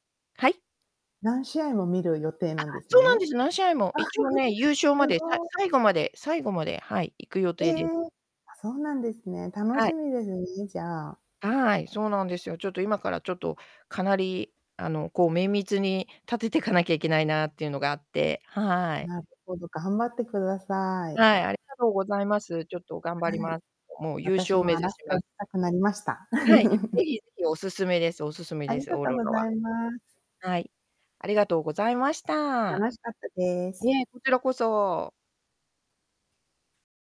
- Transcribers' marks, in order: static; chuckle; chuckle
- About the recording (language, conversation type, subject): Japanese, unstructured, 将来、どんな旅をしてみたいですか？